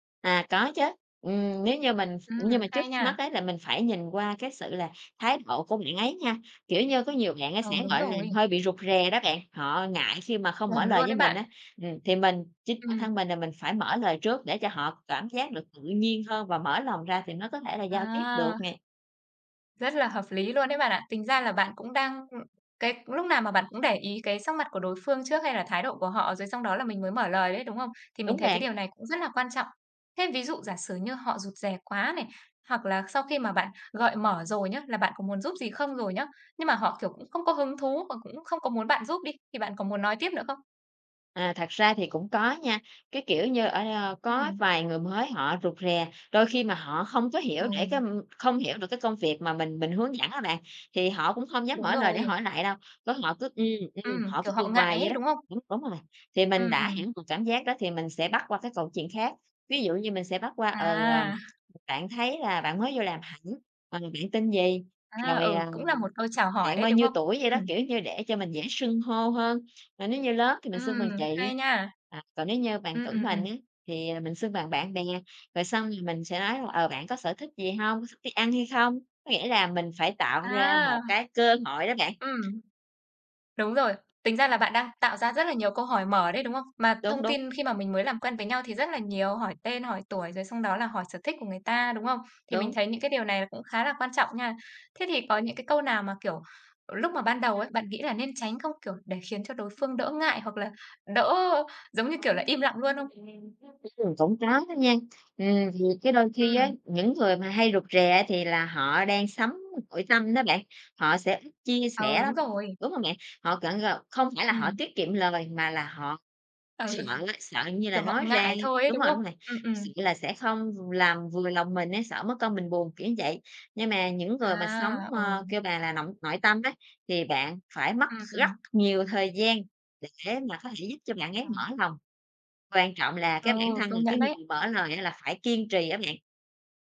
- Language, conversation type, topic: Vietnamese, podcast, Bạn bắt chuyện với người mới quen như thế nào?
- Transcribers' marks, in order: tapping; other background noise; background speech; laughing while speaking: "Ừ"; "nội-" said as "nộng"